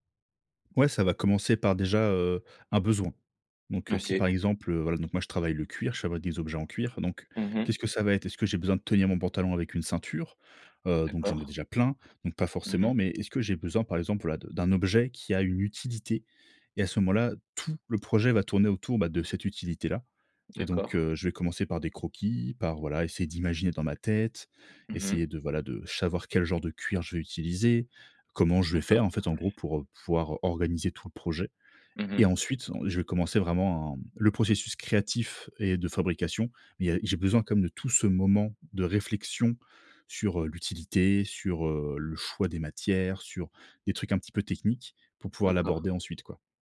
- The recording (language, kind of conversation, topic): French, podcast, Processus d’exploration au démarrage d’un nouveau projet créatif
- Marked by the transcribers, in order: other background noise; stressed: "tout"